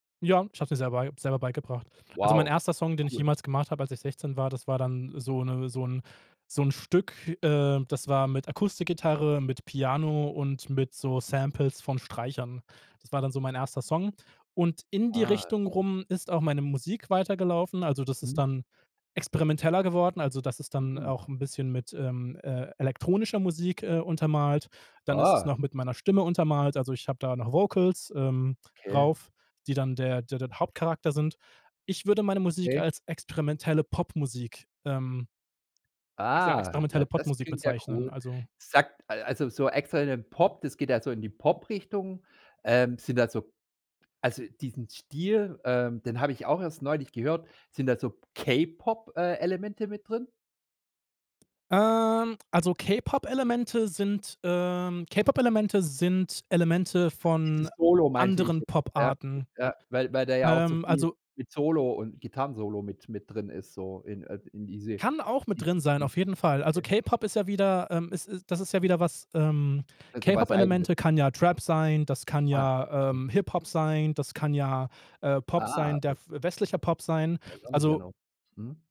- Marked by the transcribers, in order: other background noise; in English: "Samples"; in English: "Vocals"; anticipating: "Ah"; stressed: "K-Pop"; stressed: "Kann"; unintelligible speech
- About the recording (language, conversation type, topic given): German, podcast, Was war die mutigste Entscheidung, die du je getroffen hast?